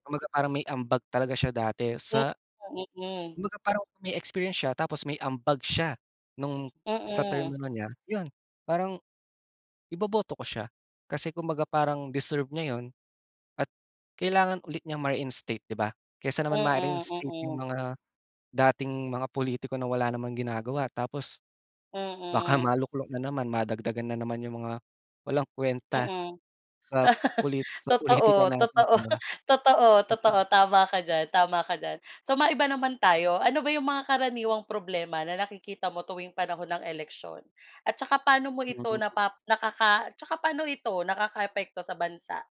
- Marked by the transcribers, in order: tapping; laugh
- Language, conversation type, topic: Filipino, unstructured, Paano mo nakikita ang epekto ng eleksyon sa pagbabago ng bansa?
- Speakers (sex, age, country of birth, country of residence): female, 25-29, Philippines, Philippines; male, 20-24, Philippines, Philippines